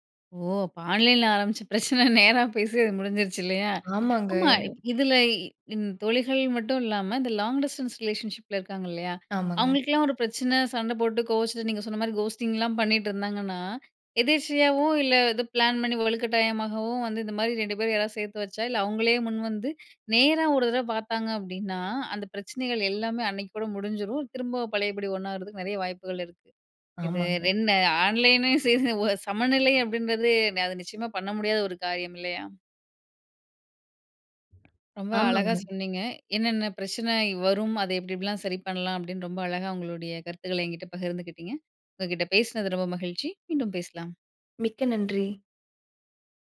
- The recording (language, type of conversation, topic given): Tamil, podcast, ஆன்லைன் மற்றும் நேரடி உறவுகளுக்கு சீரான சமநிலையை எப்படி பராமரிப்பது?
- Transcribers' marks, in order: laughing while speaking: "பிரச்சனை நேரா பேசி அது முடிஞ்சிருச்சு இல்லையா?"; in English: "லாங் டிஸ்டன்ஸ் ரிலேஷன்ஷிப்பில"; in English: "கஹோஸ்டிங்ல"; "என்ன" said as "ரென்ன"; unintelligible speech; other background noise